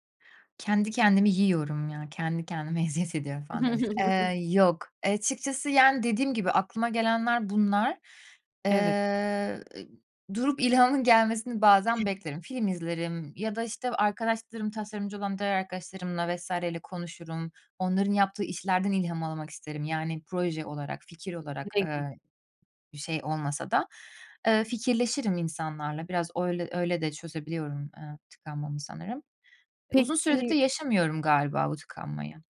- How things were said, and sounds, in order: chuckle; other background noise; unintelligible speech
- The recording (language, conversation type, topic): Turkish, podcast, Tıkandığında ne yaparsın?